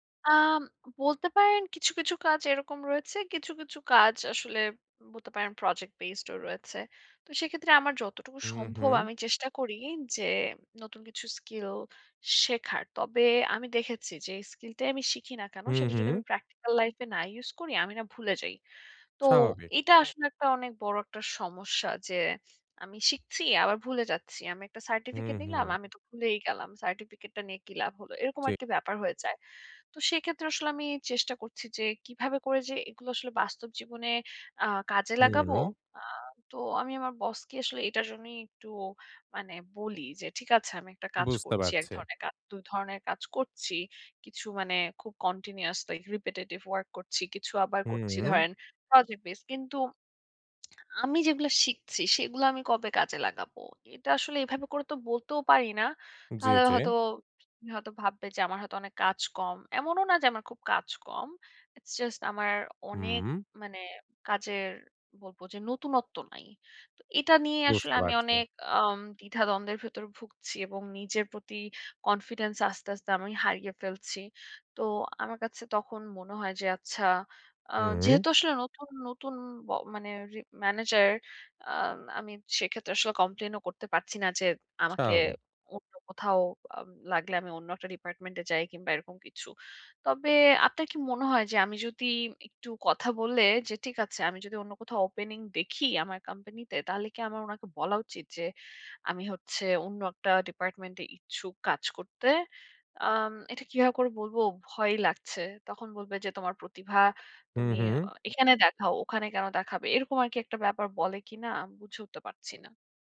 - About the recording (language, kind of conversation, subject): Bengali, advice, আমি কেন নিজেকে প্রতিভাহীন মনে করি, আর আমি কী করতে পারি?
- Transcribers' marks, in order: other background noise; in English: "কন্টিনিউয়াসলি রিপিটিটিভ ওয়ার্ক"; lip smack; in English: "ইটস জাস্ট"